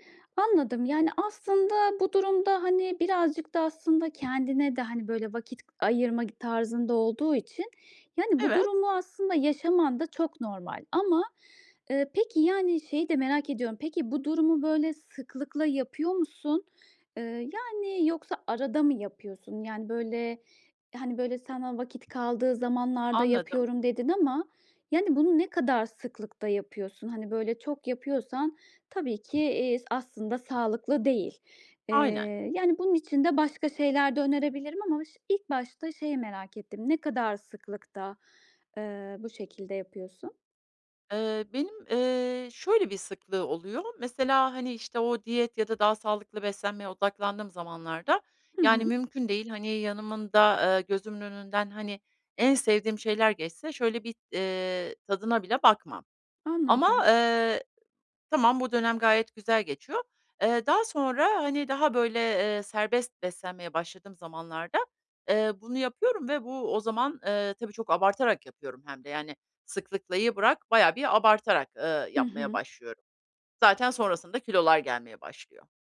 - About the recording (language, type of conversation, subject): Turkish, advice, Vücudumun açlık ve tokluk sinyallerini nasıl daha doğru tanıyabilirim?
- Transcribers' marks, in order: other background noise; tapping; "yanımda" said as "yanımında"